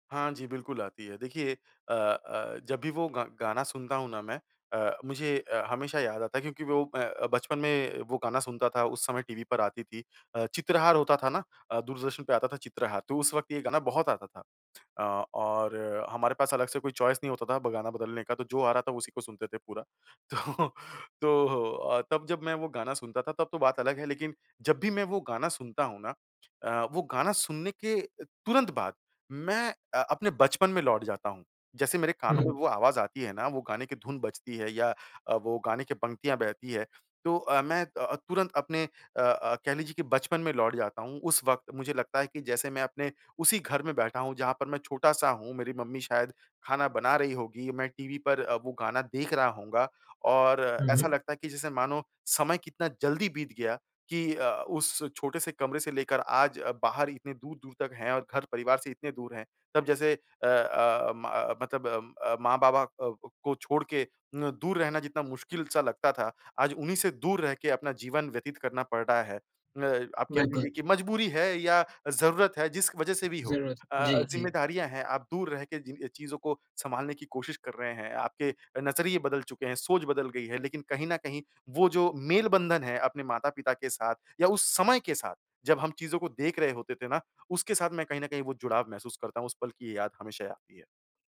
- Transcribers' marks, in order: tapping; in English: "चॉइस"; laughing while speaking: "तो"; other background noise
- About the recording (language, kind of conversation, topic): Hindi, podcast, कौन सा गाना सुनकर आपको घर की याद आती है?
- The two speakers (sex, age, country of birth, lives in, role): male, 20-24, India, India, host; male, 30-34, India, India, guest